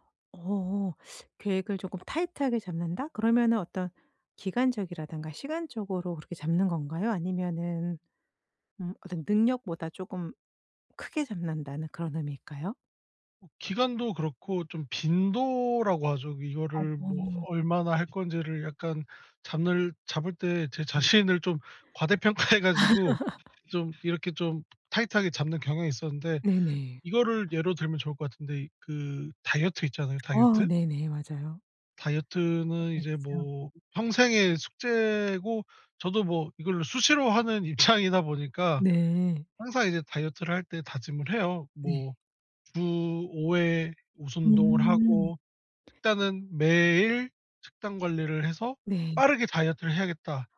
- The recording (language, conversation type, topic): Korean, podcast, 요즘 꾸준함을 유지하는 데 도움이 되는 팁이 있을까요?
- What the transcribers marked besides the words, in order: teeth sucking; other background noise; laughing while speaking: "자신을"; laughing while speaking: "과대평가"; laugh; tapping; laughing while speaking: "입장이다"